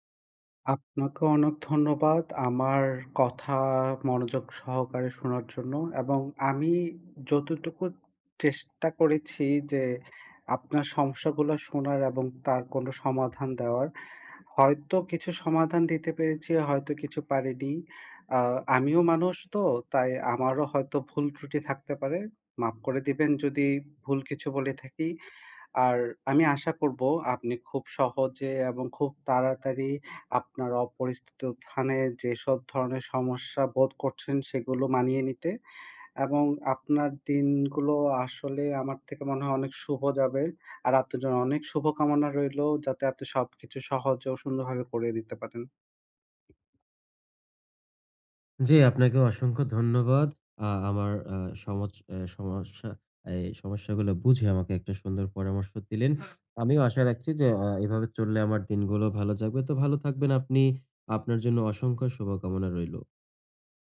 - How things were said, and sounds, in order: "অনেক" said as "অনক"; "অপরিচিত" said as "অপরিস্থিত"; "স্থানে" said as "থানে"; other background noise; other noise
- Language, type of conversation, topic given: Bengali, advice, অপরিচিত জায়গায় আমি কীভাবে দ্রুত মানিয়ে নিতে পারি?